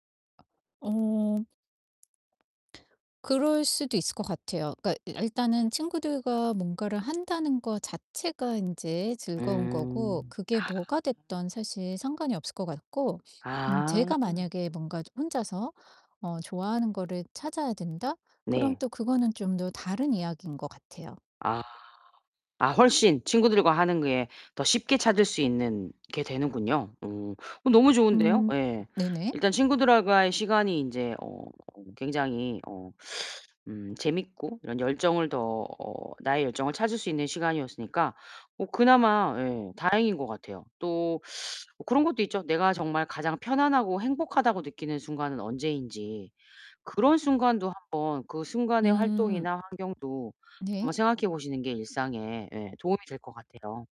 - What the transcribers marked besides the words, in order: other background noise; distorted speech; teeth sucking
- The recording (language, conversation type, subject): Korean, advice, 어떤 일에 열정을 느끼는지 어떻게 알 수 있을까요?
- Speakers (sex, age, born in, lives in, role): female, 45-49, South Korea, United States, advisor; female, 50-54, South Korea, United States, user